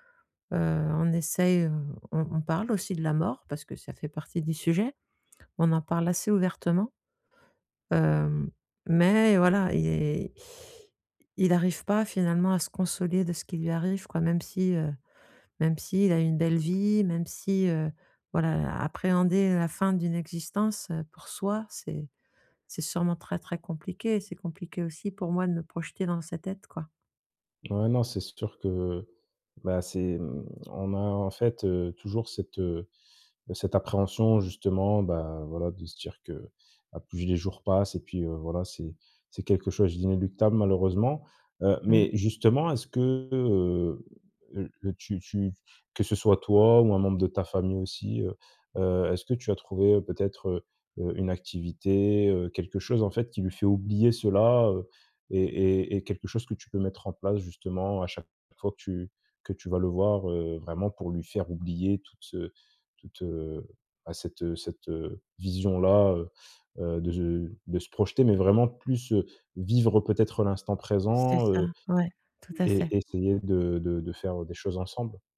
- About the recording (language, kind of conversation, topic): French, advice, Comment gérer l’aide à apporter à un parent âgé malade ?
- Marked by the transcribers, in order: other background noise